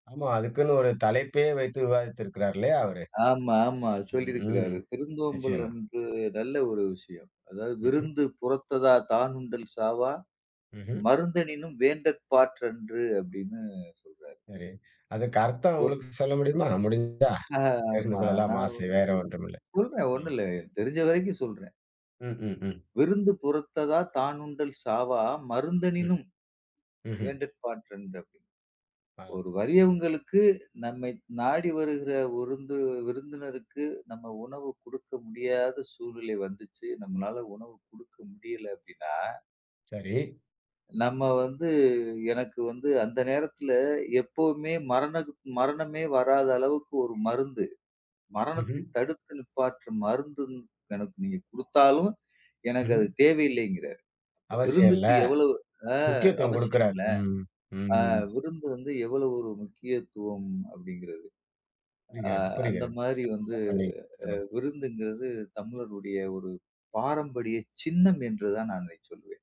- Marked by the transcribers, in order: none
- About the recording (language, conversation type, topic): Tamil, podcast, உங்கள் வீட்டின் விருந்தோம்பல் எப்படி இருக்கும் என்று சொல்ல முடியுமா?